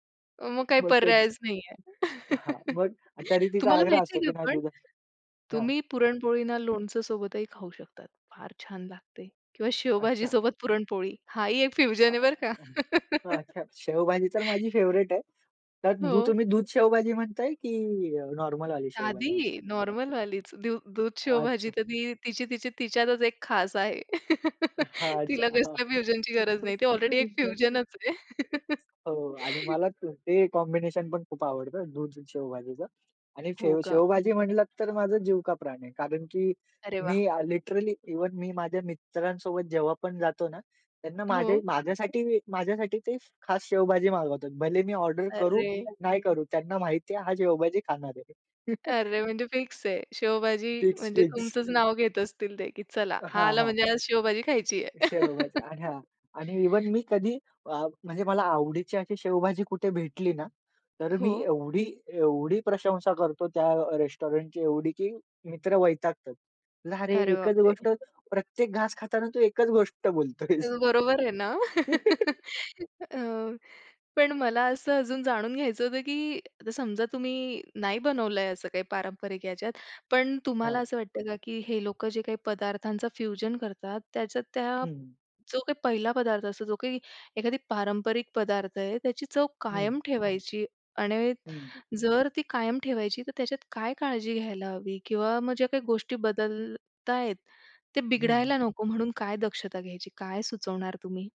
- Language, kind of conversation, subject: Marathi, podcast, घरच्या पदार्थांना वेगवेगळ्या खाद्यपद्धतींचा संगम करून नवी चव कशी देता?
- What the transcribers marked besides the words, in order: other background noise; chuckle; laughing while speaking: "शेवभाजी सोबत पुरणपोळी हा ही एक फ्युजन आहे, बरं का"; in English: "फ्युजन"; unintelligible speech; chuckle; in English: "फेवरेट"; in English: "नॉर्मलवाली"; in English: "नॉर्मलवालीच"; tapping; chuckle; laughing while speaking: "तिला कसल्या फ्युजनची गरज नाही. ती ऑलरेडी एक फ्युजनच आहे"; laughing while speaking: "अच्छा. हां. हो ना"; in English: "फ्युजनची"; in English: "ऑलरेडी"; in English: "कॉम्बिनेशन"; in English: "फ्युजनच"; chuckle; in English: "लिटरली इव्हन"; laughing while speaking: "अरे! म्हणजे फिक्स आहे"; chuckle; chuckle; in English: "इव्हन"; in English: "रेस्टॉरंटची"; laughing while speaking: "बोलतो आहेस"; laugh; in English: "फ्युजन"